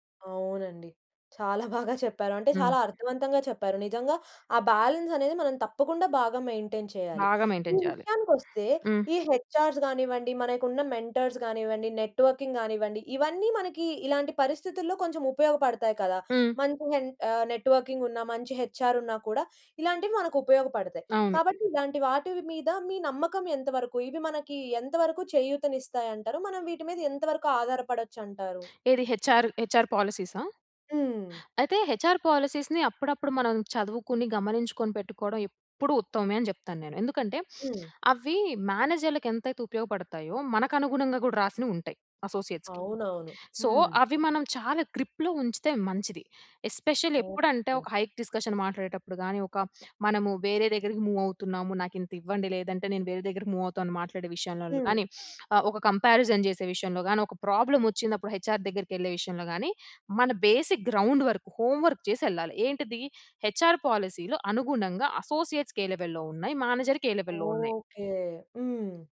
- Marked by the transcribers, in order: in English: "మెయింటైన్"; in English: "మెయింటైన్"; in English: "హెచ్ఆర్స్"; in English: "మెంటర్స్"; in English: "నెట్‌వర్కింగ్"; in English: "హెచ్ఆర్"; in English: "హెచ్ఆర్ పాలిసీస్‌ని"; stressed: "ఎప్పుడు"; other background noise; in English: "అసోసియేట్స్‌కి. సో"; in English: "గ్రిప్‌లో"; in English: "ఎస్పెషల్లీ"; in English: "హైక్ డిస్కషన్"; in English: "మూవ్"; in English: "మూవ్"; sniff; in English: "కంపారిజన్"; in English: "హెచ్ఆర్"; in English: "బేసిక్ గ్రౌండ్ వర్క్, హోమ్ వర్క్"; in English: "హెచ్ఆర్ పాలిసీలో"; in English: "అసోసియేట్స్‌కే లెవెల్‌లో"; in English: "మేనేజర్‌కే లెవెల్‌లో"
- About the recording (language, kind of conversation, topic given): Telugu, podcast, ఆఫీస్ పాలిటిక్స్‌ను మీరు ఎలా ఎదుర్కొంటారు?